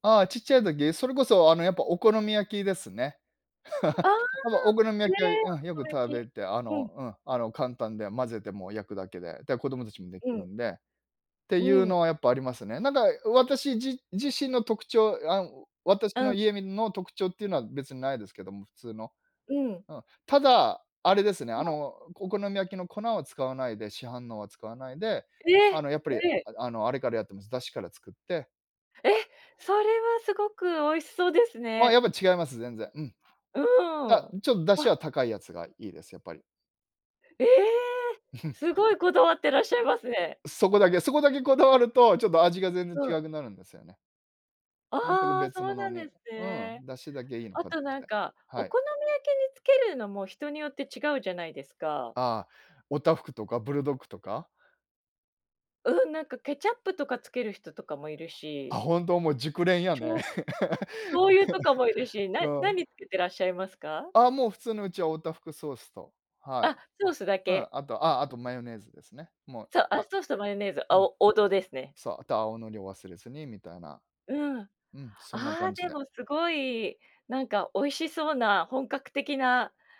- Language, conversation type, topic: Japanese, podcast, 子どもの頃、いちばん印象に残っている食べ物の思い出は何ですか？
- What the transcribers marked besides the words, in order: chuckle; surprised: "え！"; chuckle; other noise; laugh